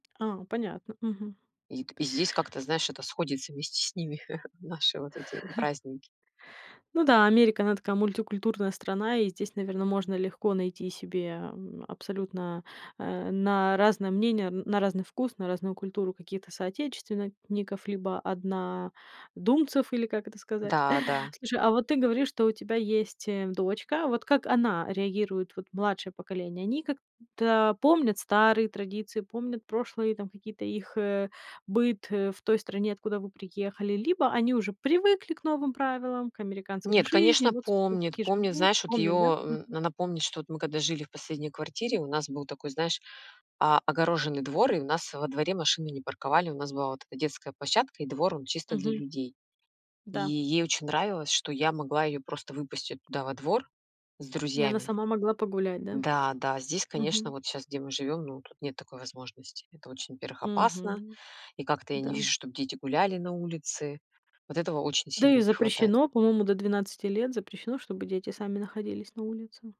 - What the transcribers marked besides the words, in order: tapping; chuckle; "соотечественников" said as "соотечественныников"
- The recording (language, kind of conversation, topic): Russian, podcast, Как миграция изменила быт и традиции в твоей семье?
- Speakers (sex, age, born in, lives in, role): female, 35-39, Ukraine, United States, host; female, 40-44, Russia, United States, guest